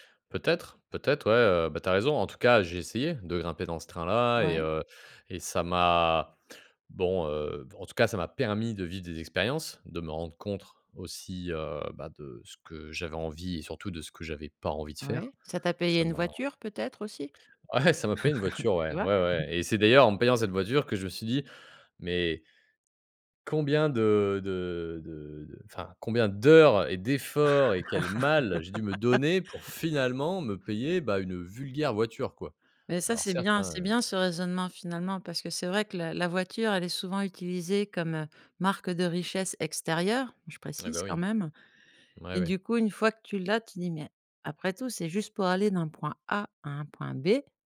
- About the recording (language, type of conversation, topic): French, podcast, Qu'est-ce qui compte le plus : le salaire, le sens ou la liberté ?
- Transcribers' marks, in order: stressed: "permis"; "compte" said as "comptre"; laughing while speaking: "ouais"; laugh; chuckle; stressed: "d'heures"; stressed: "d'efforts"; laugh; tapping; stressed: "mal"; stressed: "finalement"; stressed: "vulgaire"